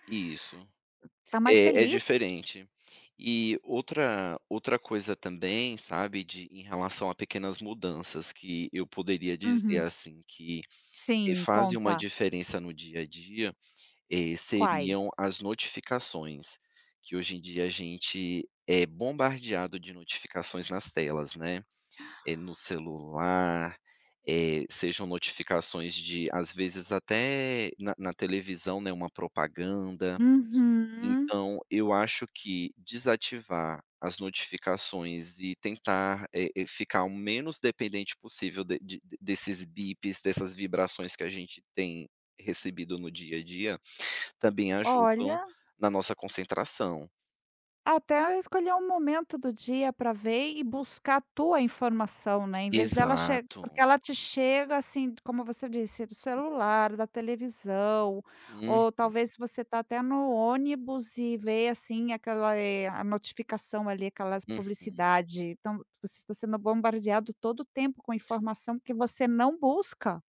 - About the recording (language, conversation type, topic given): Portuguese, podcast, Que pequenas mudanças todo mundo pode adotar já?
- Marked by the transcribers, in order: unintelligible speech